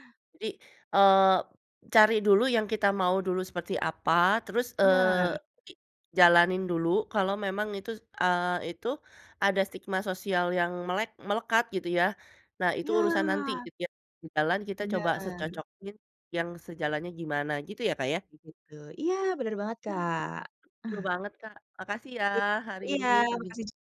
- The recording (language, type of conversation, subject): Indonesian, podcast, Bagaimana cara menyeimbangkan ekspektasi sosial dengan tujuan pribadi?
- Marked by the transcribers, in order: none